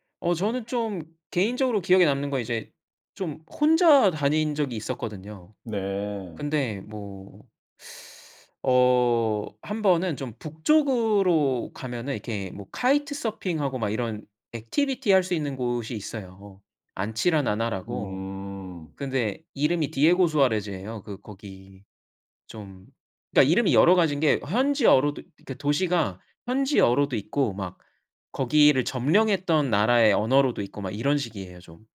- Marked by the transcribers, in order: in English: "activity"
- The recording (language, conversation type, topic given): Korean, podcast, 가장 기억에 남는 여행 경험을 이야기해 주실 수 있나요?